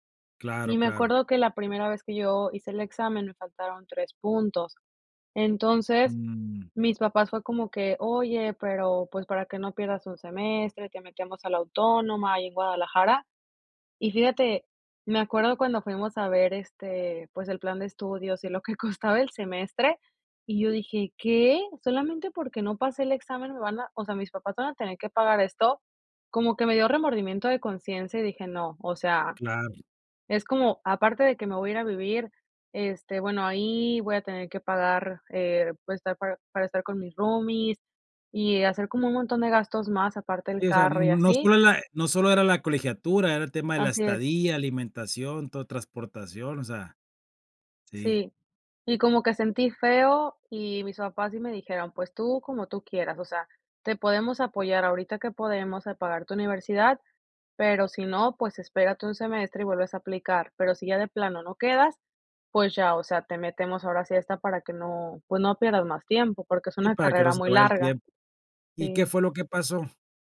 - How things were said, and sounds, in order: laughing while speaking: "que costaba"; drawn out: "¿Qué?"
- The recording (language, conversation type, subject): Spanish, podcast, ¿Qué opinas de endeudarte para estudiar y mejorar tu futuro?